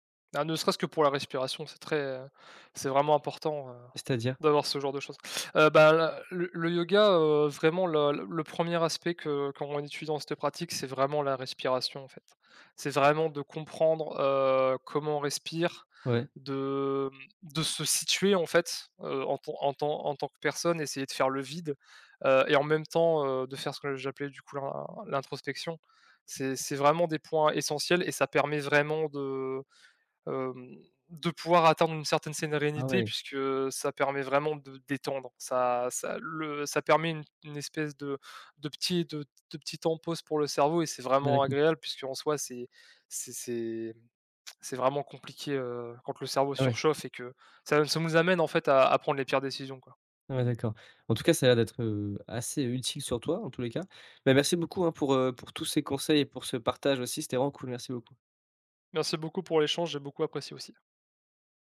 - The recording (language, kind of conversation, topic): French, podcast, Comment fais-tu pour éviter de te comparer aux autres sur les réseaux sociaux ?
- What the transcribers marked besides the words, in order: other background noise; stressed: "vraiment"; drawn out: "De"; "sérenité" said as "sénérénité"